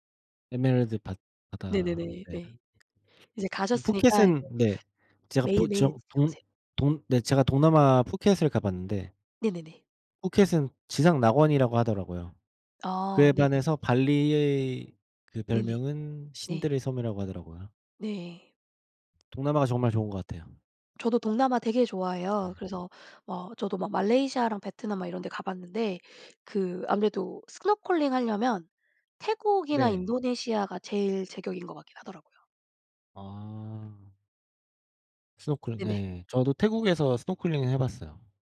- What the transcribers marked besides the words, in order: other background noise; tapping
- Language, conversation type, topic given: Korean, unstructured, 취미를 꾸준히 이어가는 비결이 무엇인가요?